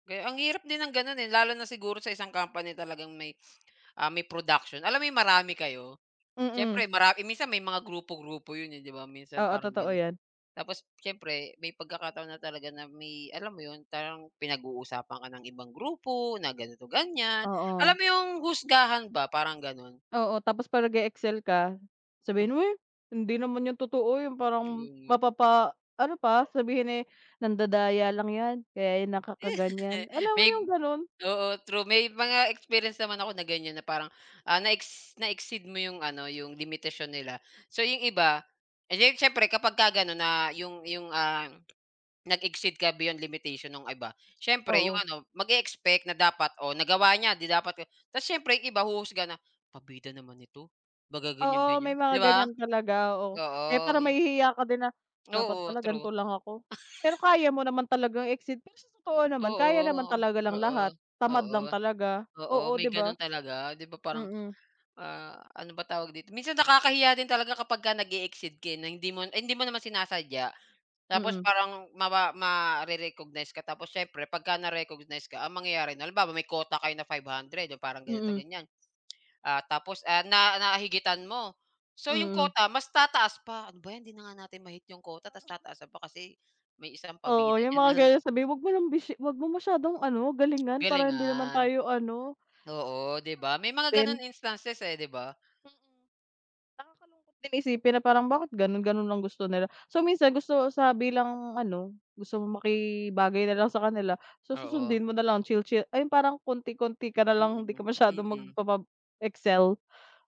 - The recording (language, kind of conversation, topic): Filipino, unstructured, Paano mo ipinapakita ang tunay mong sarili sa ibang tao?
- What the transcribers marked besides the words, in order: "parang" said as "tarang"; laugh; laugh; tapping